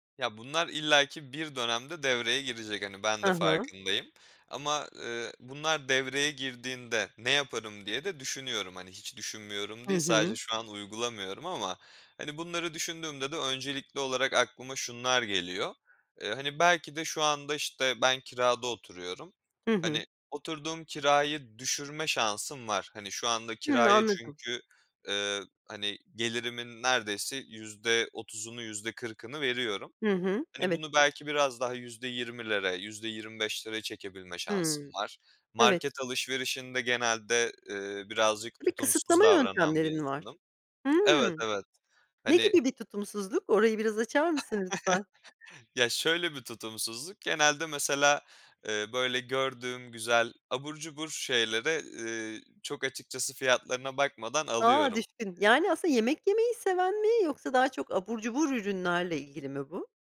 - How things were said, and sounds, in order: tapping; other background noise; chuckle
- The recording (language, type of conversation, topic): Turkish, podcast, Para harcarken önceliklerini nasıl belirlersin?